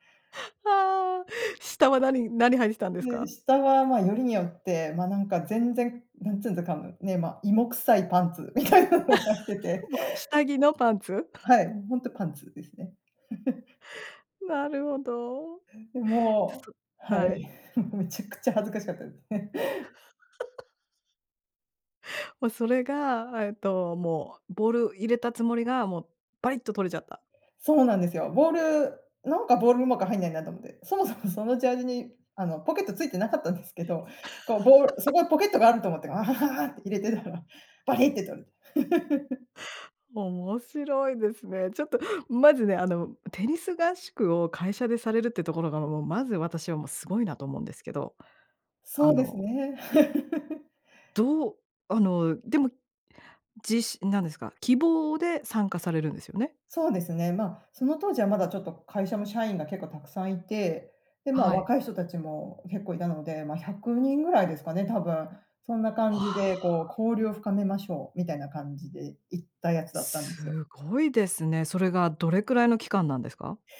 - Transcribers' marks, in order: laughing while speaking: "みたいなの履いてて"; laugh; laugh; laugh; laugh; laugh; grunt; laugh; laugh
- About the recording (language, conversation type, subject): Japanese, podcast, あなたがこれまでで一番恥ずかしかった経験を聞かせてください。